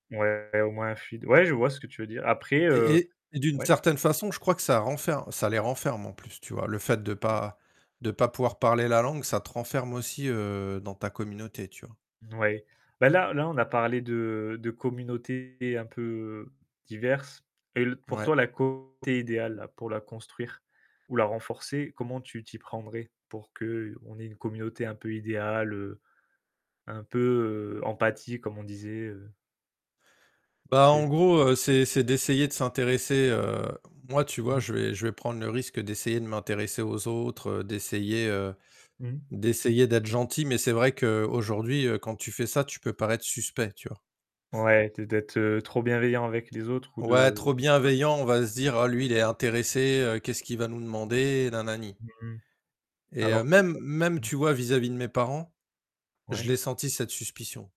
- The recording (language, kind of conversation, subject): French, unstructured, Comment décrirais-tu une communauté idéale ?
- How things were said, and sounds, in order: distorted speech; other noise; unintelligible speech; other background noise